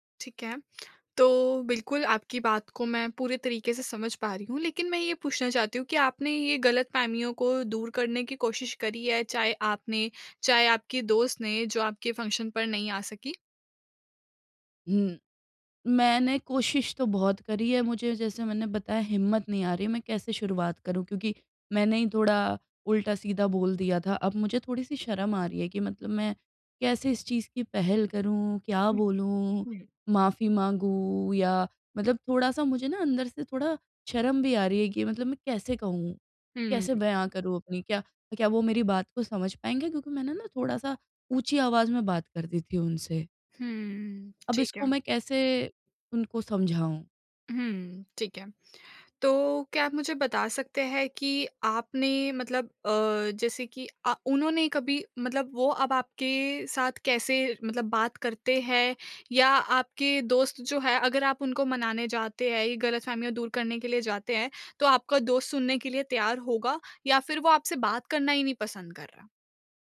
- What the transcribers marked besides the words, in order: tapping; in English: "फ़ंक्शन"; tongue click
- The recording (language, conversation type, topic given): Hindi, advice, गलतफहमियों को दूर करना